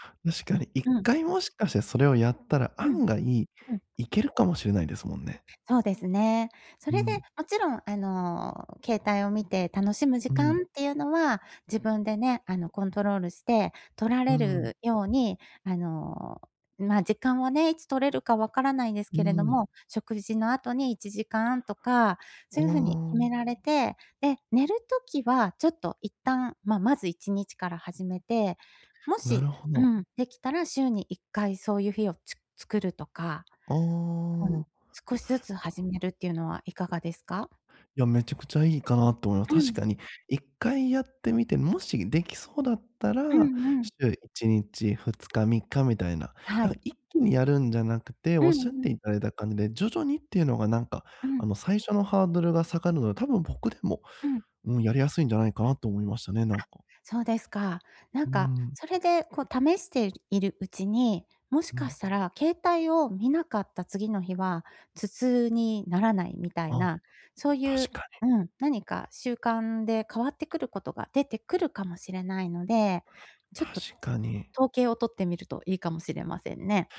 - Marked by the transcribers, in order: other background noise; unintelligible speech
- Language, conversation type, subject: Japanese, advice, 就寝前にスマホや画面をつい見てしまう習慣をやめるにはどうすればいいですか？